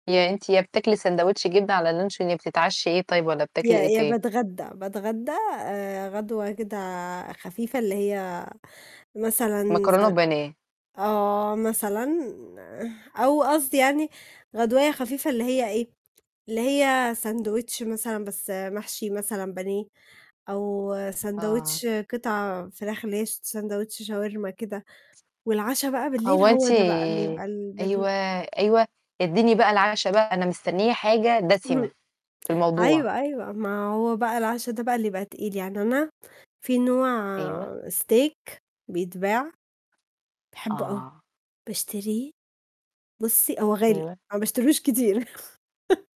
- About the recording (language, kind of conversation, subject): Arabic, unstructured, إيه الحاجة اللي لسه بتفرّحك رغم مرور السنين؟
- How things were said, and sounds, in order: other noise; distorted speech; tapping; in English: "Steak"; laugh